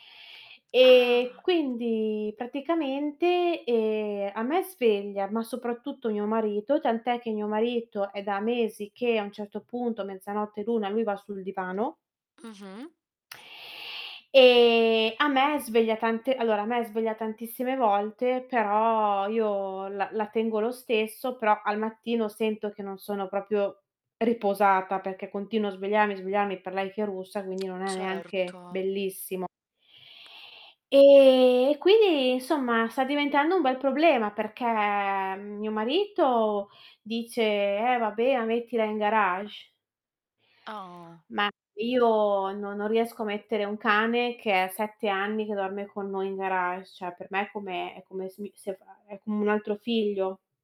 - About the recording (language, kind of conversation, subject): Italian, advice, Come gestite i conflitti di coppia dovuti al russare o ad orari di sonno diversi?
- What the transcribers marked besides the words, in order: tapping; other background noise; distorted speech; static; "proprio" said as "propio"; drawn out: "perché"; drawn out: "Oh"; "Cioè" said as "ceh"